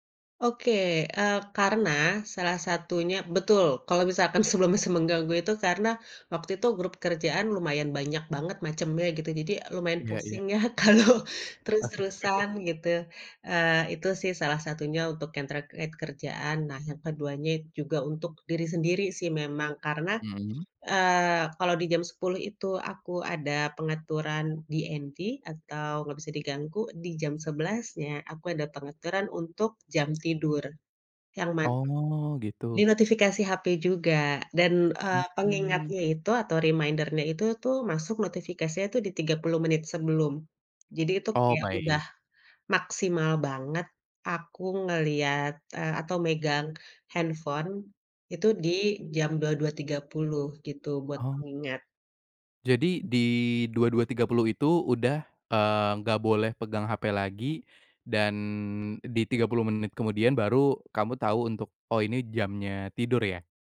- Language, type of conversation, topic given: Indonesian, podcast, Bagaimana kamu mengatur penggunaan gawai sebelum tidur?
- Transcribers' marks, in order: laughing while speaking: "sebelum se mengganggu"; chuckle; laughing while speaking: "ya kalau"; in English: "DND"; tapping; in English: "reminder-nya"